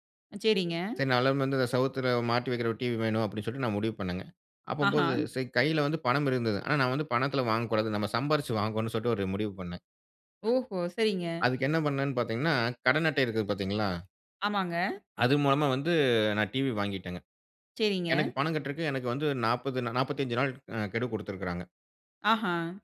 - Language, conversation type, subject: Tamil, podcast, தொடக்கத்தில் சிறிய வெற்றிகளா அல்லது பெரிய இலக்கை உடனடி பலனின்றி தொடர்ந்து நாடுவதா—இவற்றில் எது முழுமையான தீவிரக் கவன நிலையை அதிகம் தூண்டும்?
- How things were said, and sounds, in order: unintelligible speech; "செவுத்துல" said as "சவுத்துல"; other background noise